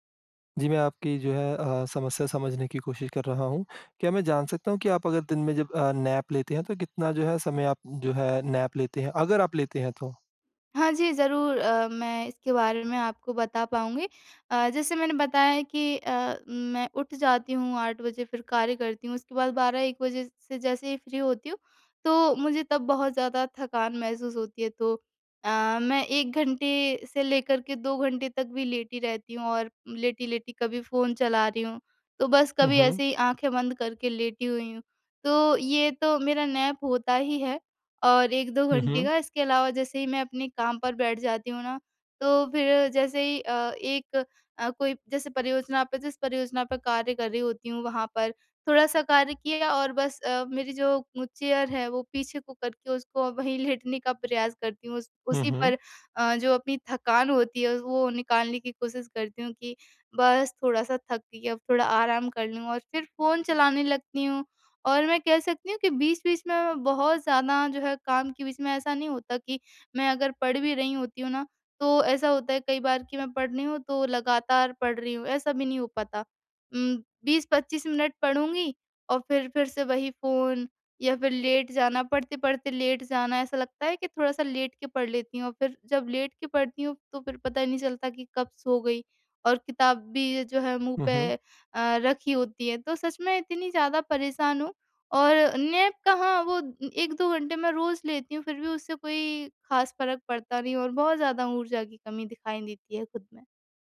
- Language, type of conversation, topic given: Hindi, advice, क्या दिन में थकान कम करने के लिए थोड़ी देर की झपकी लेना मददगार होगा?
- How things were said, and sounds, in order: in English: "नैप"; in English: "नैप"; in English: "फ्री"; in English: "नैप"; in English: "चेयर"; in English: "नैप"